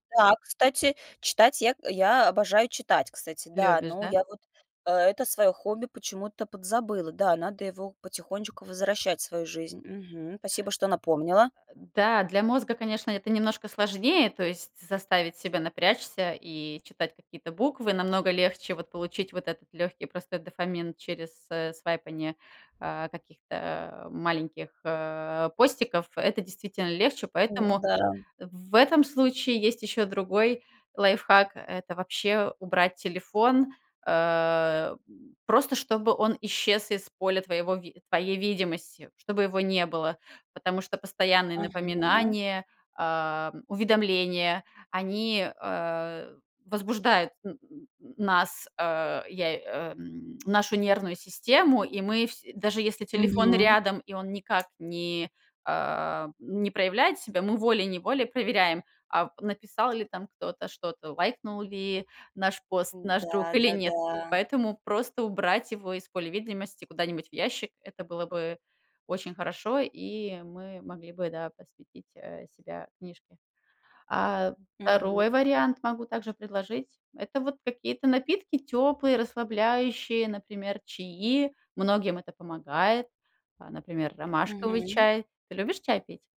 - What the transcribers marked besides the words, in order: in English: "свайпанье"; lip smack; tapping
- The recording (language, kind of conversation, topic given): Russian, advice, Мешают ли вам гаджеты и свет экрана по вечерам расслабиться и заснуть?